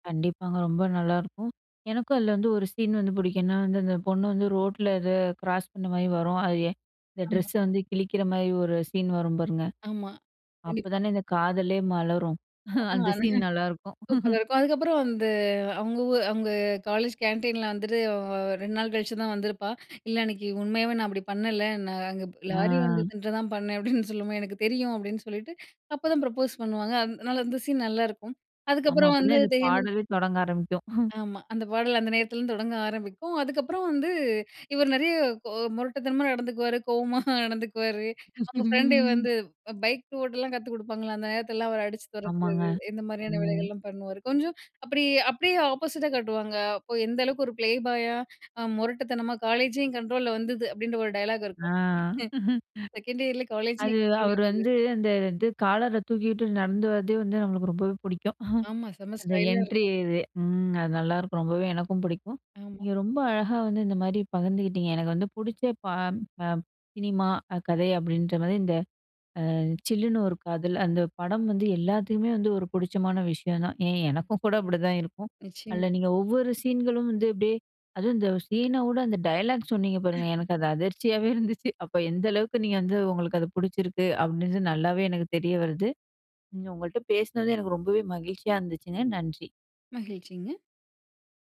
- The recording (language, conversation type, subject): Tamil, podcast, உங்களுக்கு பிடித்த சினிமா கதையைப் பற்றி சொல்ல முடியுமா?
- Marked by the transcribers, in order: other background noise; unintelligible speech; laughing while speaking: "அந்த சீன் நல்லாருக்கும்"; chuckle; chuckle; laugh; in English: "ஆப்போசிட்டா"; in English: "ப்ளேபாயா"; chuckle; in English: "செகண்ட் இயர்ல"; other noise; "அதுல" said as "அல்ல"; laugh